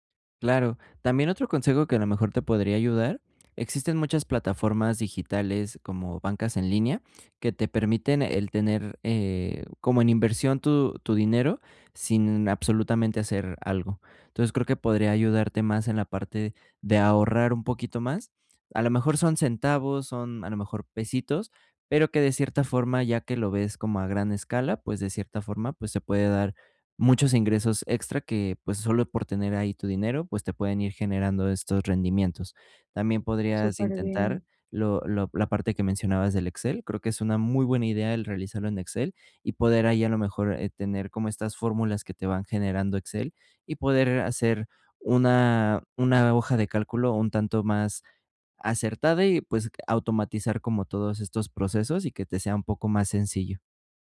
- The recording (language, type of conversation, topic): Spanish, advice, ¿Cómo puedo equilibrar mis gastos y mi ahorro cada mes?
- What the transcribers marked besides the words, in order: none